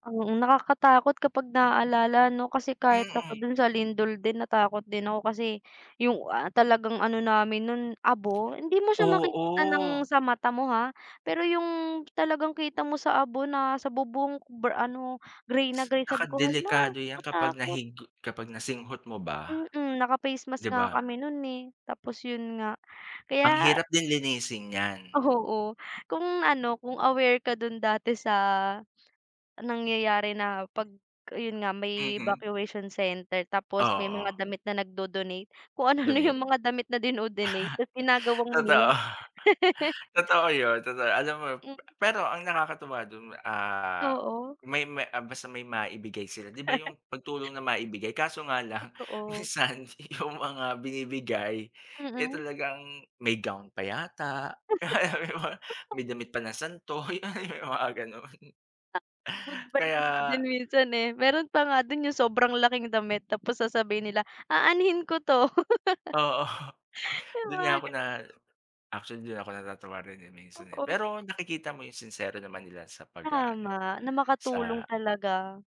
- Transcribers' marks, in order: tapping; other background noise; drawn out: "Oo"; laughing while speaking: "Totoo"; chuckle; laugh; chuckle; laughing while speaking: "yun yung mga ganun"; chuckle; laugh; laughing while speaking: "Oo"
- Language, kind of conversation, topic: Filipino, unstructured, Paano mo inilalarawan ang pagtutulungan ng komunidad sa panahon ng sakuna?